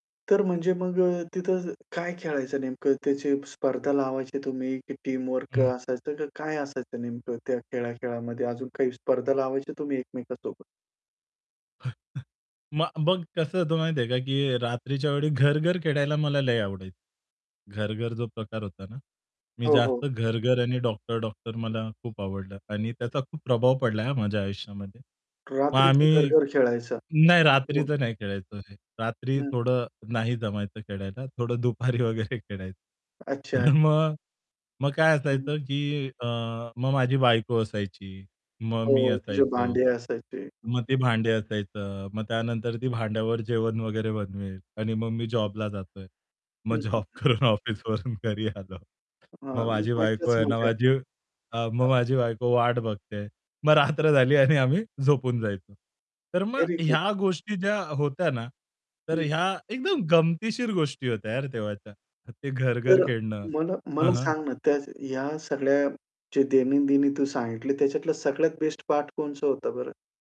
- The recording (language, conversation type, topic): Marathi, podcast, लहानपणी तुम्हाला सर्वाधिक प्रभाव पाडणारा खेळ कोणता होता?
- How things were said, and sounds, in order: in English: "टीमवर्क"; chuckle; unintelligible speech; laughing while speaking: "थोडं दुपारी वगैरे खेळाय तर मग"; static; mechanical hum; other background noise; laughing while speaking: "मग जॉब करून ऑफिसवरून घरी आलो"; anticipating: "मग रात्र झाली आणि आम्ही"; in English: "व्हेरी गुड"